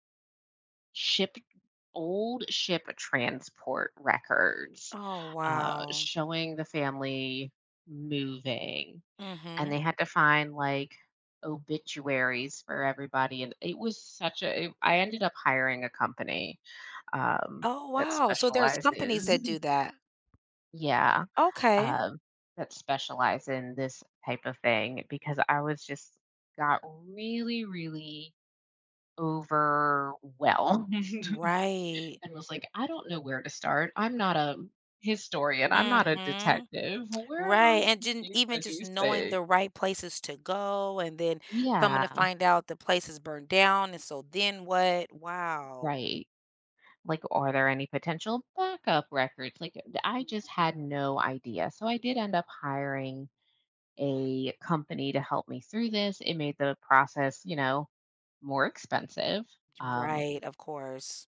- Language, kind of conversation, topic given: English, advice, How should I prepare for a big life change?
- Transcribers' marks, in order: laughing while speaking: "specializes"; laughing while speaking: "overwhelmed"